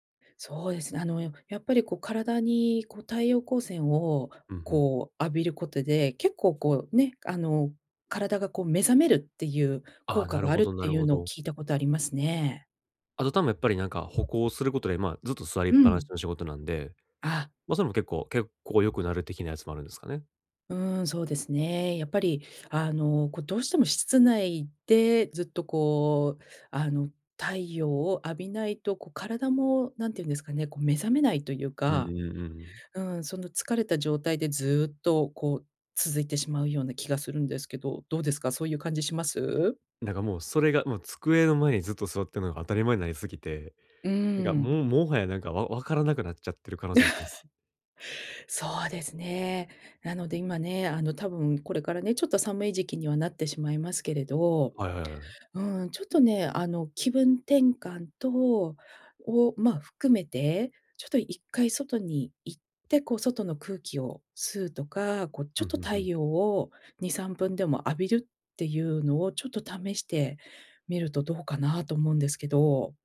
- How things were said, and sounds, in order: other background noise; laugh
- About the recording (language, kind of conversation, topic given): Japanese, advice, 短時間で元気を取り戻すにはどうすればいいですか？